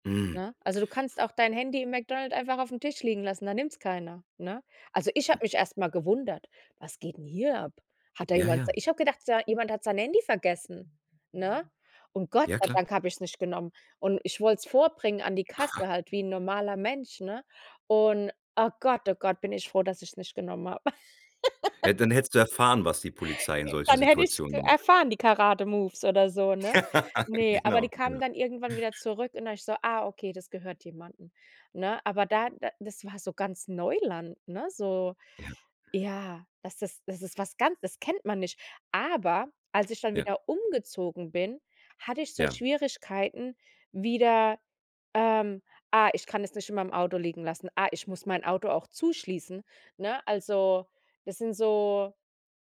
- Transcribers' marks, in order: other background noise; chuckle; laugh; laugh
- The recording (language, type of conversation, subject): German, podcast, Welche Begegnung im Ausland hat dich dazu gebracht, deine Vorurteile zu überdenken?
- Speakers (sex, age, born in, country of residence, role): female, 35-39, Germany, United States, guest; male, 40-44, Germany, Germany, host